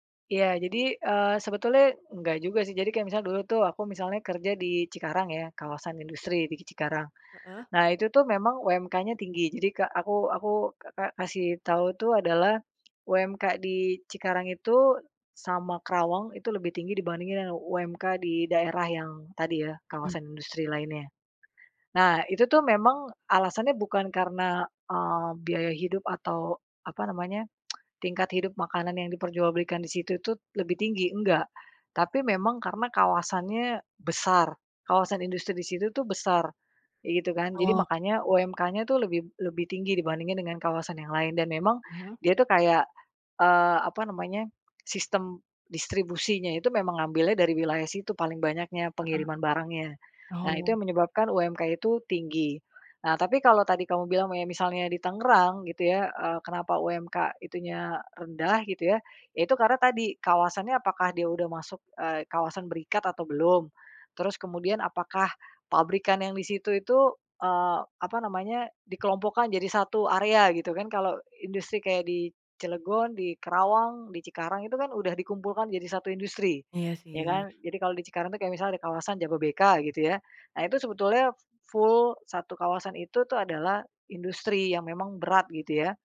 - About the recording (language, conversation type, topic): Indonesian, podcast, Bagaimana kamu memilih antara gaji tinggi dan pekerjaan yang kamu sukai?
- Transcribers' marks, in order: tongue click; in English: "full"